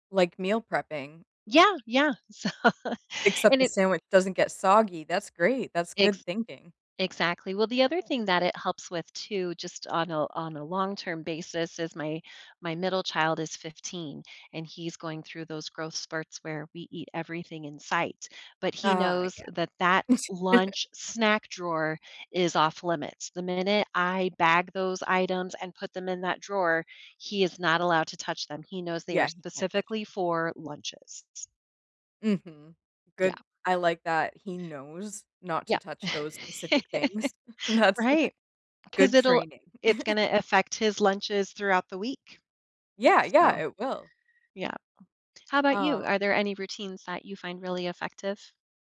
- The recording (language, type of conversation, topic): English, unstructured, What morning routine helps you start your day best?
- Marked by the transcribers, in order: laughing while speaking: "so"; background speech; chuckle; chuckle; laughing while speaking: "that's"; chuckle; other background noise